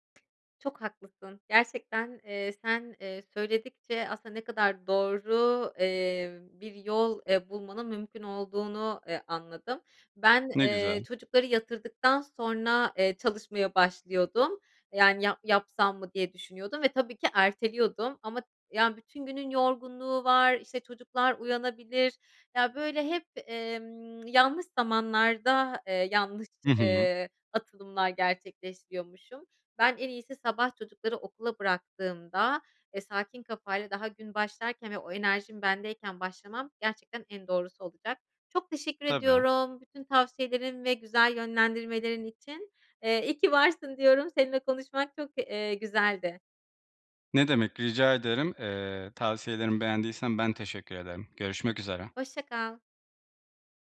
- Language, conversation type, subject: Turkish, advice, Görevleri sürekli bitiremiyor ve her şeyi erteliyorsam, okulda ve işte zorlanırken ne yapmalıyım?
- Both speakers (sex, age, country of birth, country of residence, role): female, 30-34, Turkey, Germany, user; male, 25-29, Turkey, Poland, advisor
- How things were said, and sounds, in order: tapping